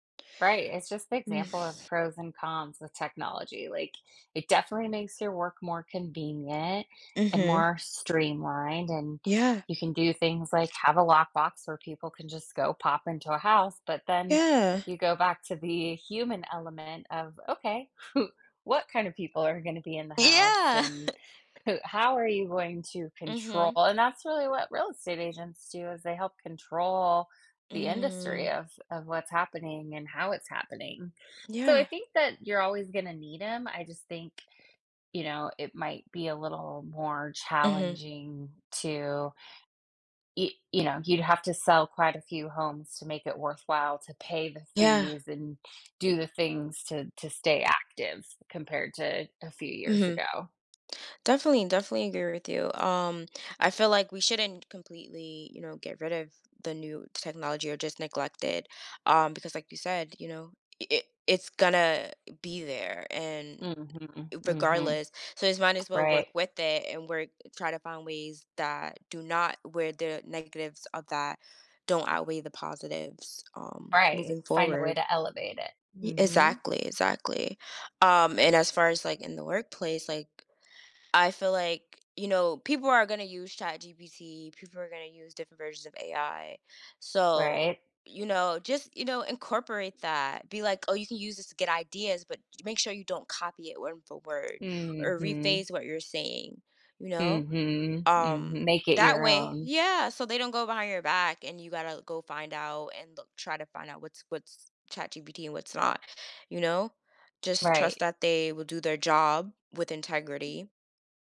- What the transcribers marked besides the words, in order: exhale; tapping; chuckle; other background noise; chuckle; drawn out: "Mm"; "rephrase" said as "rephase"
- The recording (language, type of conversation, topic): English, unstructured, How has technology changed the way you work?
- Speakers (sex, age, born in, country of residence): female, 30-34, United States, United States; female, 45-49, United States, United States